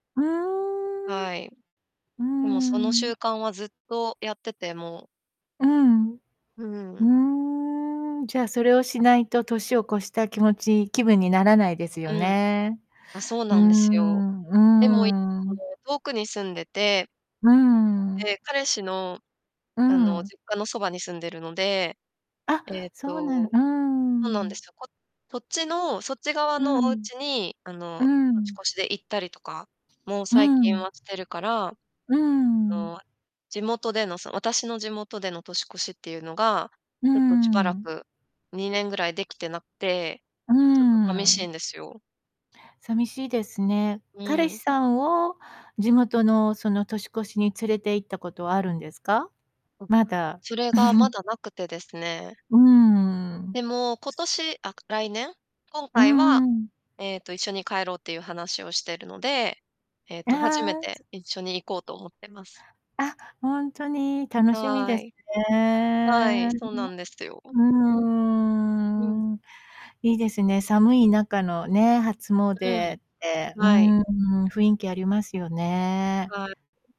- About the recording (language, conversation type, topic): Japanese, podcast, ご家族の習慣の中で、特に大切にしていることは何ですか？
- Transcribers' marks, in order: drawn out: "うーん"; drawn out: "うーん"; distorted speech; drawn out: "うーん"; drawn out: "うーん"; laugh; other background noise; drawn out: "うーん"; drawn out: "ね。 うーん"